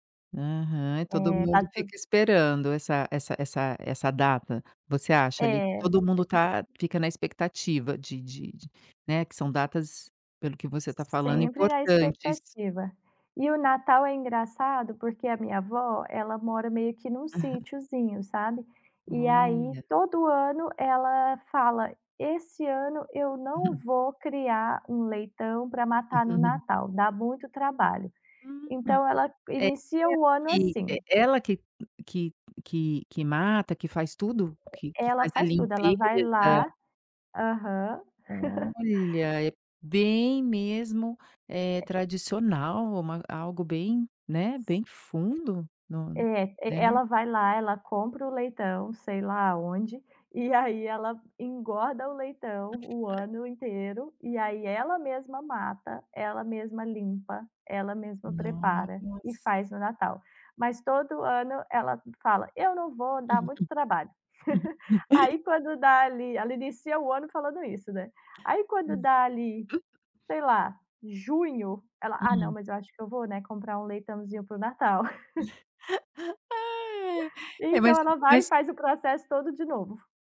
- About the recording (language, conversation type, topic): Portuguese, podcast, Qual é o papel da comida nas lembranças e nos encontros familiares?
- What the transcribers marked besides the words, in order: other background noise; tapping; chuckle; chuckle; chuckle; laugh; unintelligible speech; chuckle; laugh; hiccup; laugh